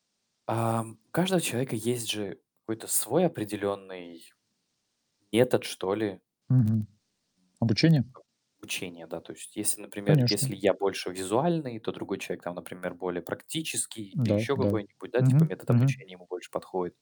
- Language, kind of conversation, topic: Russian, unstructured, Стоит ли отменять экзамены и почему?
- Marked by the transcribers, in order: other background noise; static; distorted speech